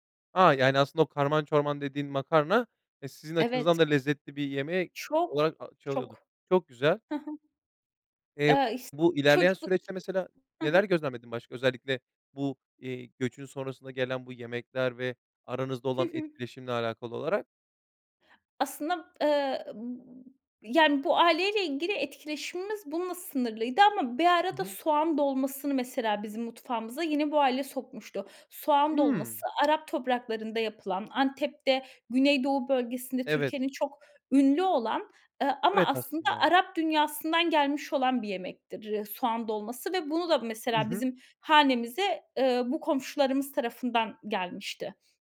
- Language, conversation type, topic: Turkish, podcast, Göç yemekleri yeni kimlikler yaratır mı, nasıl?
- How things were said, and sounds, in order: other background noise; tapping